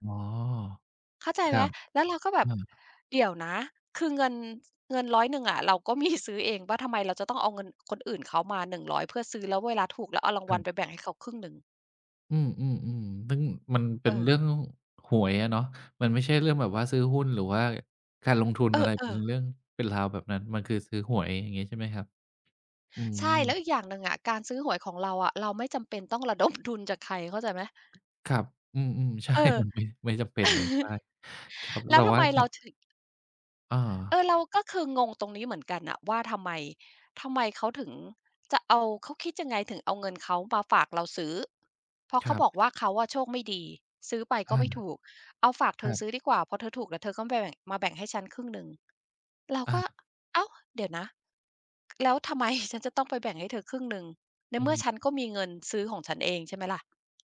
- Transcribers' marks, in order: laughing while speaking: "ซื้อเองเปล่า"; tapping; other background noise; laughing while speaking: "ทุน"; laughing while speaking: "ใช่ มันเป็น"; laugh; laughing while speaking: "ไม"
- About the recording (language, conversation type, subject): Thai, advice, ทำไมคุณถึงกลัวการแสดงความคิดเห็นบนโซเชียลมีเดียที่อาจขัดแย้งกับคนรอบข้าง?